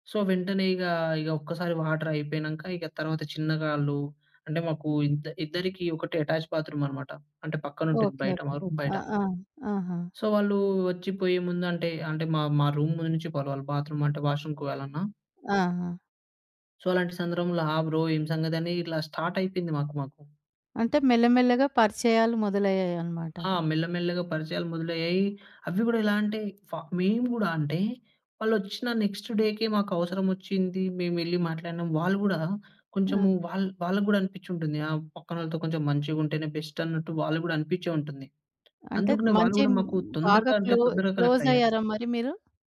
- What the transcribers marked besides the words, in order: in English: "సో"; in English: "ఎటాచ్"; in English: "రూమ్"; in English: "సో"; in English: "రూమ్‌లో"; in English: "వాష్‌రూమ్‌కి"; in English: "సో"; in English: "బ్రో"; in English: "నెక్స్ట్ డేకే"; tapping; other background noise
- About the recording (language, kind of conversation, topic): Telugu, podcast, పక్కనే ఉన్న వారితో మరింత దగ్గరగా అవ్వాలంటే నేను ఏమి చేయాలి?